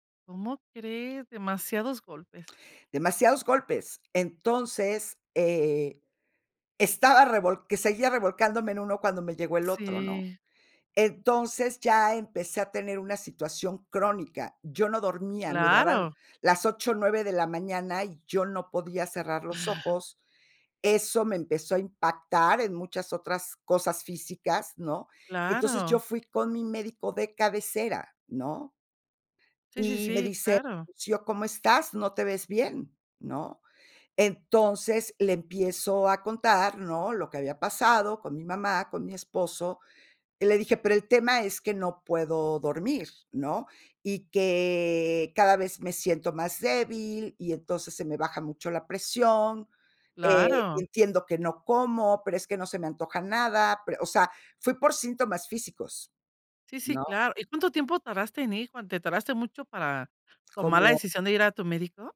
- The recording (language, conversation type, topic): Spanish, podcast, ¿Cuándo decides pedir ayuda profesional en lugar de a tus amigos?
- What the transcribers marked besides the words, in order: surprised: "¿Cómo crees?"; gasp